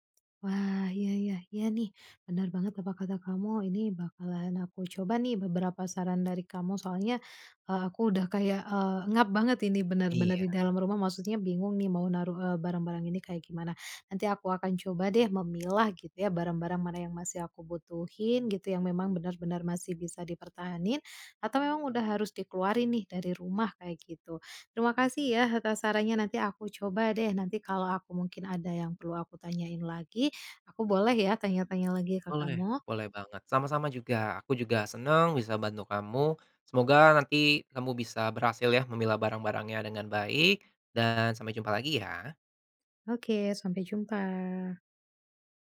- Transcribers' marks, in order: tapping; "pengap" said as "engap"
- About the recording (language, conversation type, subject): Indonesian, advice, Bagaimana cara menentukan barang mana yang perlu disimpan dan mana yang sebaiknya dibuang di rumah?